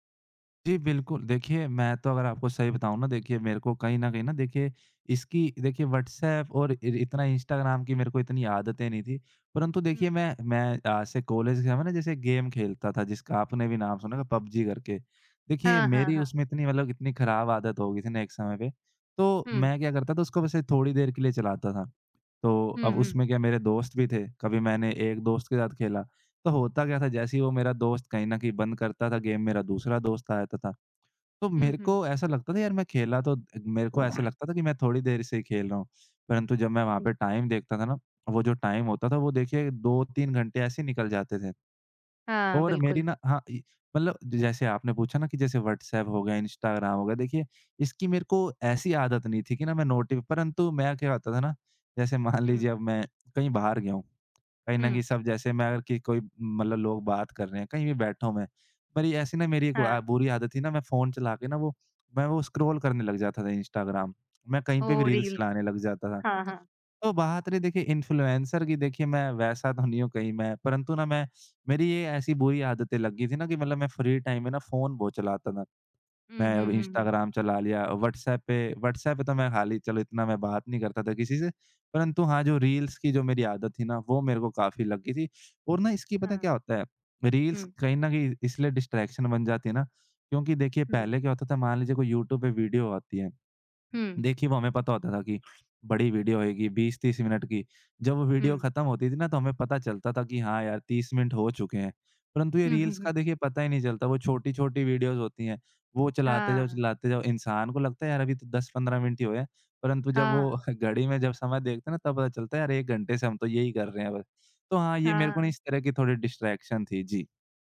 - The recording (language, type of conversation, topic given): Hindi, podcast, आप डिजिटल ध्यान-भंग से कैसे निपटते हैं?
- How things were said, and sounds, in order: in English: "गेम"; in English: "गेम"; other background noise; in English: "टाइम"; other noise; in English: "टाइम"; in English: "स्क्रॉल"; in English: "रील्स"; in English: "इन्फ्लुएंसर"; in English: "फ्री टाइम"; in English: "रील्स"; in English: "रील्स"; in English: "डिस्ट्रैक्शन"; in English: "रील्स"; in English: "वीडियोज़"; in English: "डिस्ट्रैक्शन"